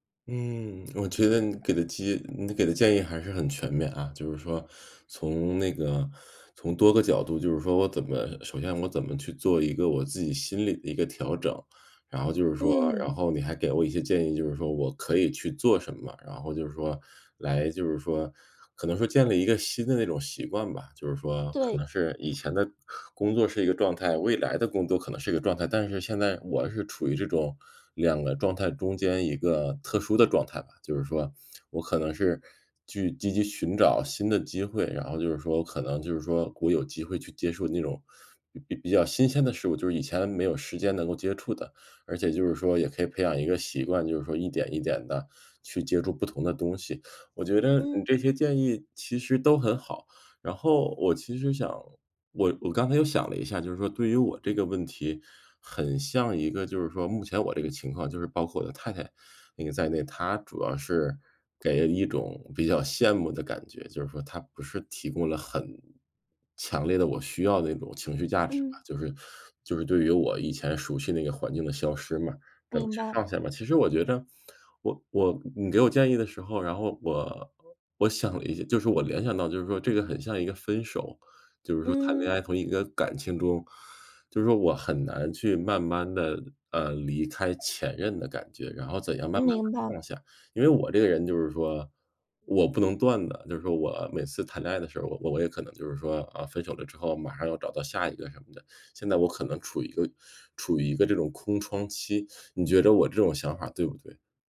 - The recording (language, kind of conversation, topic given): Chinese, advice, 当熟悉感逐渐消失时，我该如何慢慢放下并适应？
- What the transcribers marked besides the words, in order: other background noise